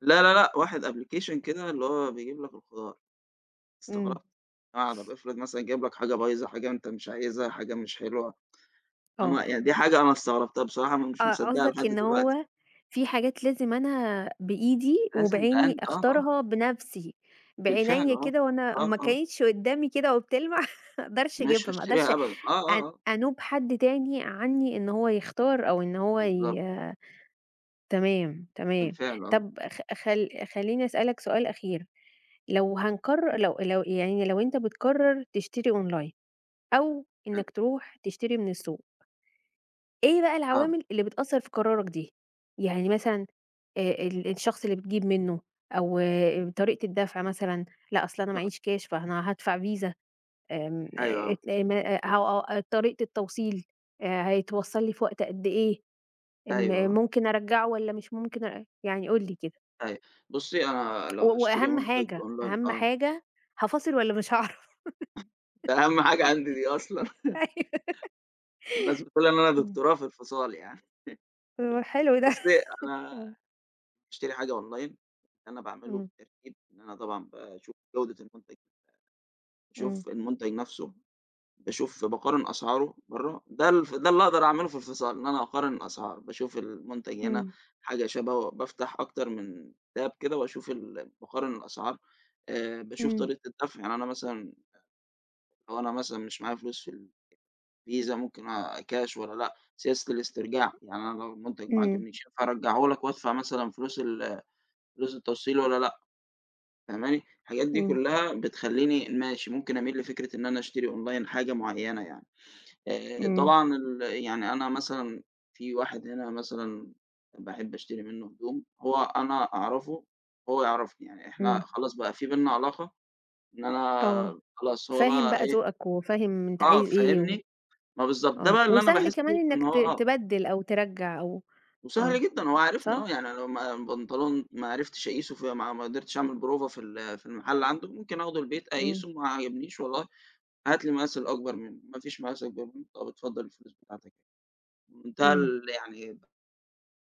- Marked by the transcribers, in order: in English: "أبليكيشن"; tapping; tsk; chuckle; in English: "أونلاين"; in English: "فيزا"; in English: "أونلاين"; laughing while speaking: "أصلًا"; laughing while speaking: "هاعرف؟ أيوة"; chuckle; laugh; chuckle; laughing while speaking: "ده"; in English: "أونلاين"; in English: "تاب"; in English: "الفيزا"; in English: "أونلاين"
- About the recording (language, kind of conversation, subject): Arabic, podcast, بتفضل تشتري أونلاين ولا من السوق؟ وليه؟